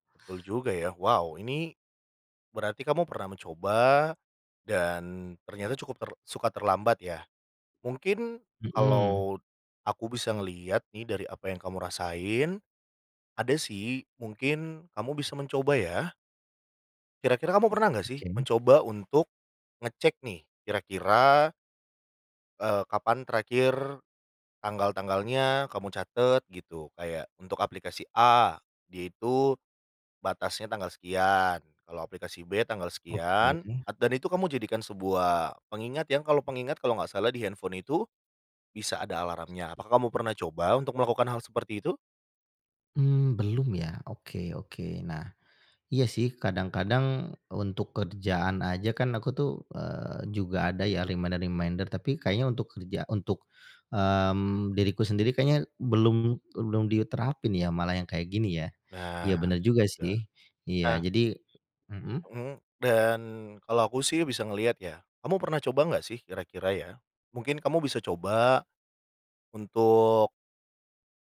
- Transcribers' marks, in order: other background noise; in English: "reminder-reminder"
- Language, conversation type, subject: Indonesian, advice, Mengapa banyak langganan digital yang tidak terpakai masih tetap dikenai tagihan?